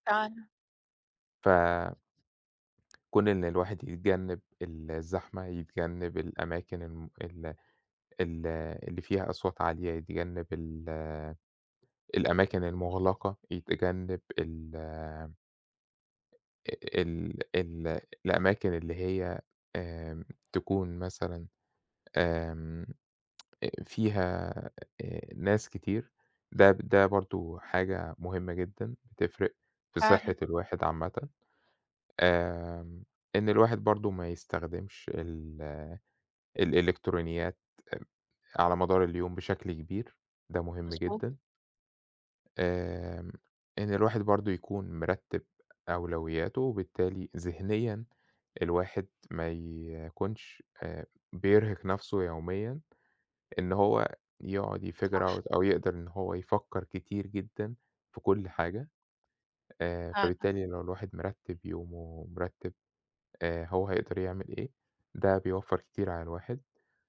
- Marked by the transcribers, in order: tapping; tsk; in English: "يfigure out"
- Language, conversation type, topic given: Arabic, unstructured, إزاي بتحافظ على صحتك الجسدية كل يوم؟